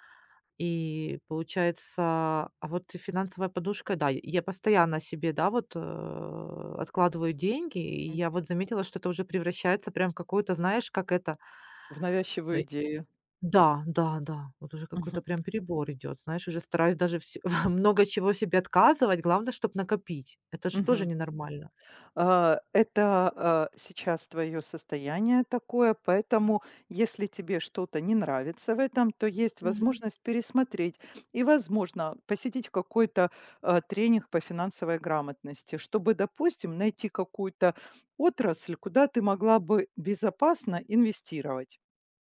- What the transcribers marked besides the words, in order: other background noise; tapping; laughing while speaking: "во много"; other noise; sniff
- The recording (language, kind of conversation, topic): Russian, advice, Как вы переживаете ожидание, что должны всегда быть успешным и финансово обеспеченным?